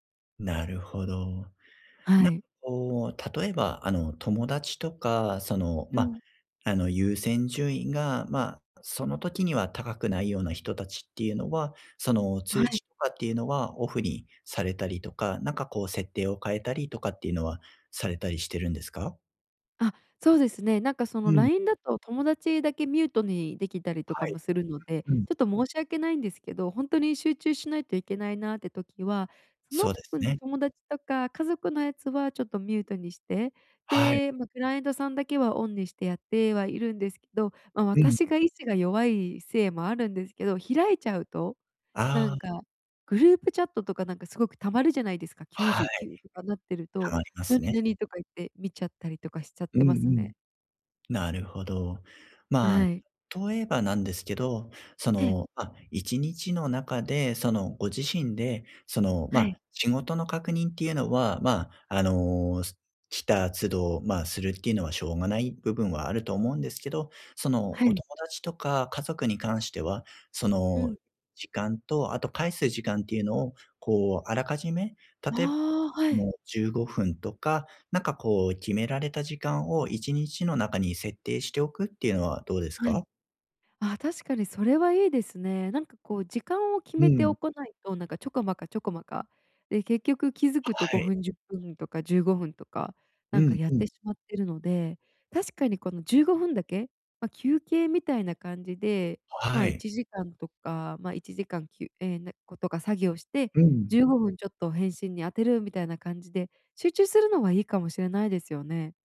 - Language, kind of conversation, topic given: Japanese, advice, 通知で集中が途切れてしまうのですが、どうすれば集中を続けられますか？
- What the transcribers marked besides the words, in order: other background noise